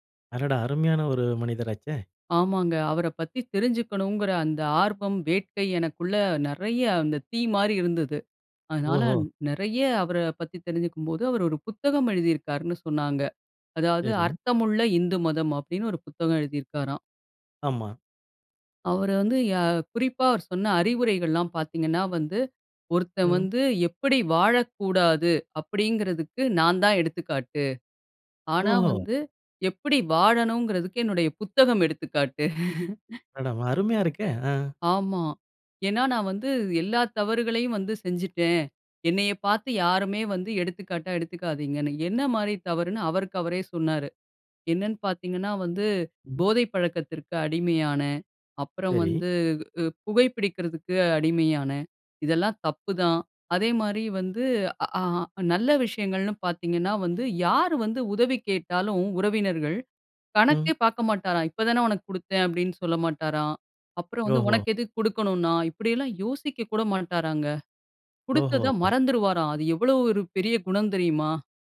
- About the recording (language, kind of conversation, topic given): Tamil, podcast, படம், பாடல் அல்லது ஒரு சம்பவம் மூலம் ஒரு புகழ்பெற்றவர் உங்கள் வாழ்க்கையை எப்படிப் பாதித்தார்?
- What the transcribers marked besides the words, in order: surprised: "அடடா! அருமையான ஒரு, மனிதராச்சே!"; surprised: "ஓஹோ!"; laugh; unintelligible speech; surprised: "இப்படியெல்லாம் யோசிக்க கூட மாட்டாராங்க. குடுத்தத மறந்துறுவாராம், அது எவ்வளவு ஒரு பெரிய குணம் தெரியுமா?"